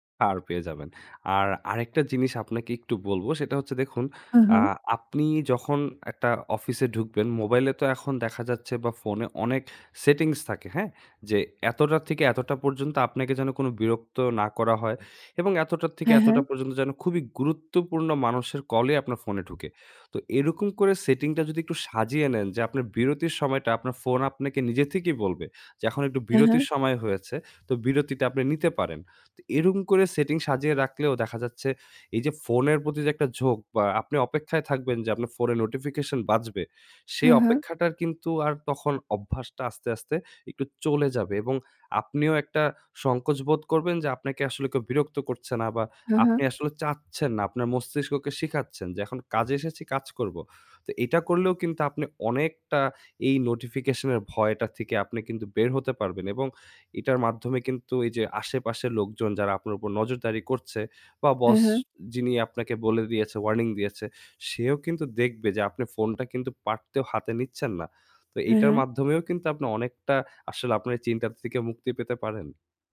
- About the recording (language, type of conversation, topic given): Bengali, advice, বহু ডিভাইস থেকে আসা নোটিফিকেশনগুলো কীভাবে আপনাকে বিভ্রান্ত করে আপনার কাজ আটকে দিচ্ছে?
- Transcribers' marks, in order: static; tapping